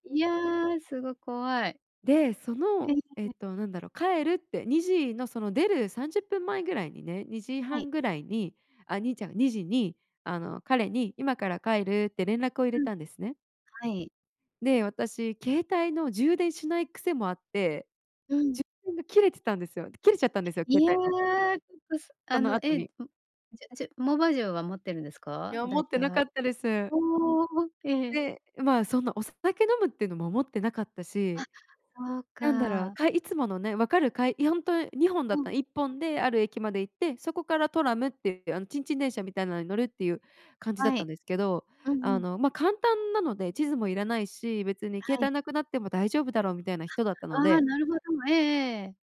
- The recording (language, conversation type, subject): Japanese, podcast, 見知らぬ人に助けられたことはありますか？
- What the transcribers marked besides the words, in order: in English: "ウップス"; other background noise